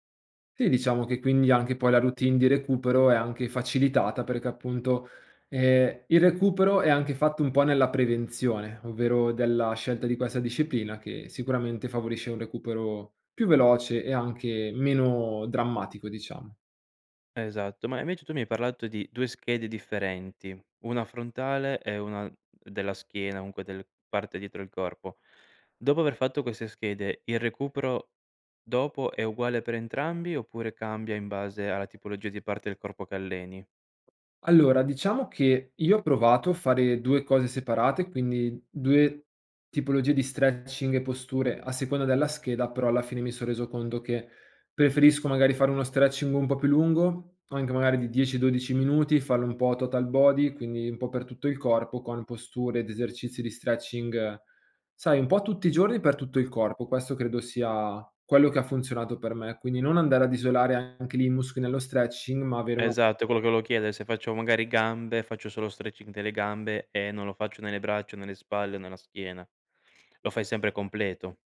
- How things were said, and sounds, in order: "comunque" said as "omunque"; in English: "stretching"; in English: "stretching"; in English: "total body"; in English: "stretching"; in English: "stretching"; in English: "stretching"
- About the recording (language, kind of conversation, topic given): Italian, podcast, Come creare una routine di recupero che funzioni davvero?